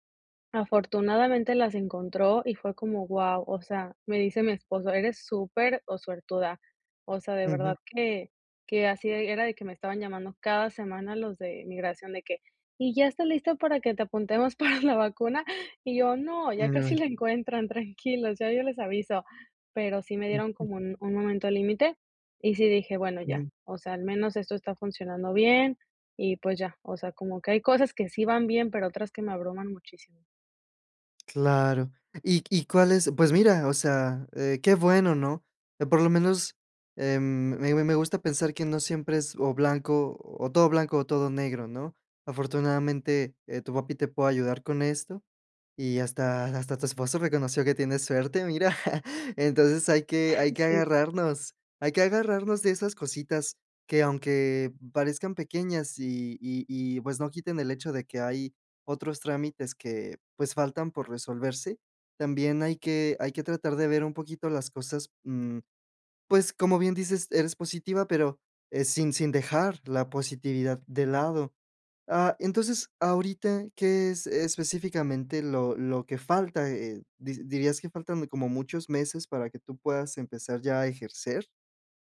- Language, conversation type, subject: Spanish, advice, ¿Cómo puedo recuperar mi resiliencia y mi fuerza después de un cambio inesperado?
- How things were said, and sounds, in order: laughing while speaking: "para"; laugh; chuckle